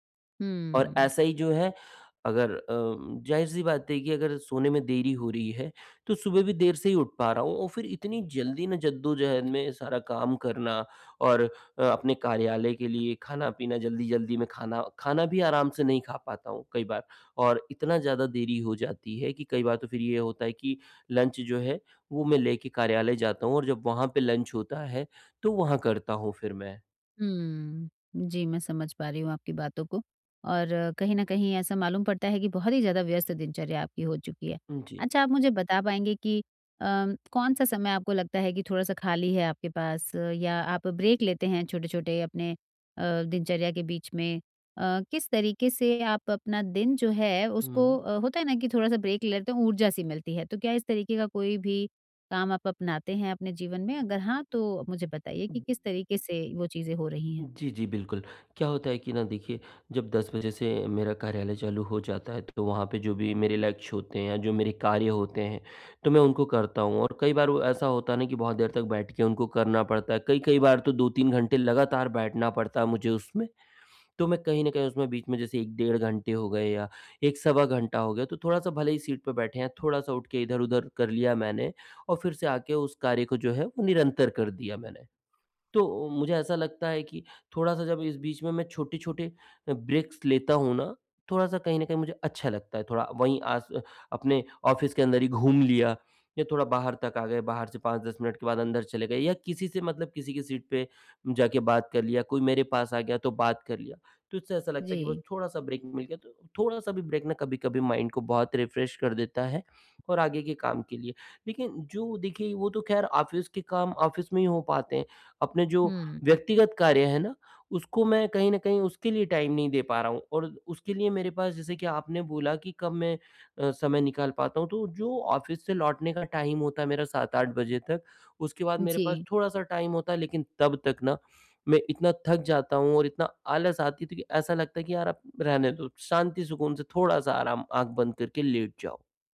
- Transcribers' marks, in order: in English: "लंच"; in English: "लंच"; tapping; in English: "ब्रेक"; in English: "ब्रेक"; other noise; in English: "सीट"; in English: "ब्रेक्स्"; in English: "ऑफ़िस"; in English: "सीट"; in English: "ब्रेक"; in English: "ब्रेक"; in English: "माइन्ड"; in English: "रिफ्रेश"; in English: "ऑफ़िस"; in English: "ऑफ़िस"; in English: "टाइम"; in English: "ऑफ़िस"; in English: "टाइम"; in English: "टाइम"; other background noise
- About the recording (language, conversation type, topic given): Hindi, advice, मैं अपनी दैनिक दिनचर्या में छोटे-छोटे आसान बदलाव कैसे शुरू करूँ?